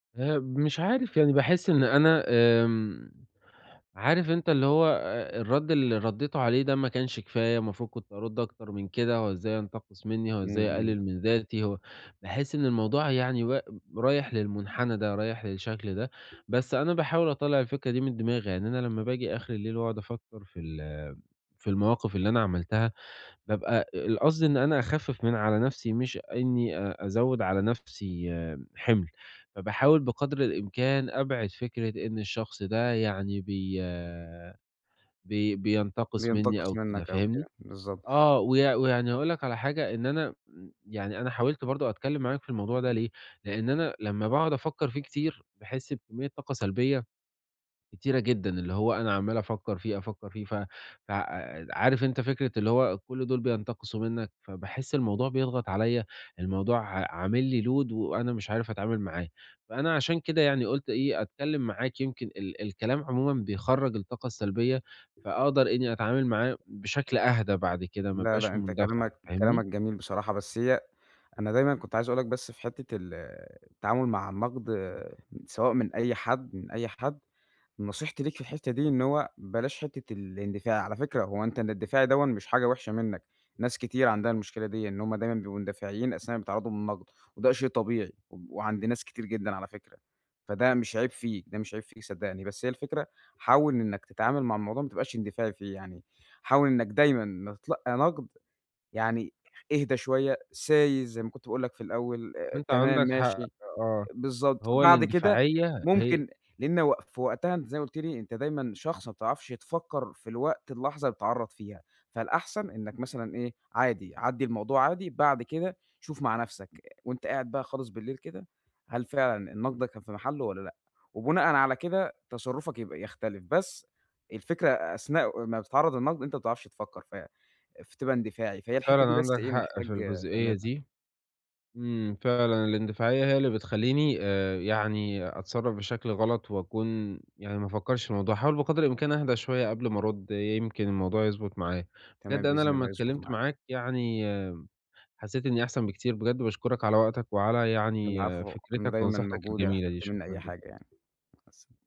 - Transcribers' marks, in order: tapping; in English: "load"; other background noise
- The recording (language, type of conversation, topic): Arabic, advice, إزاي أتعامل مع النقد من غير ما أحس إني أقل قيمة؟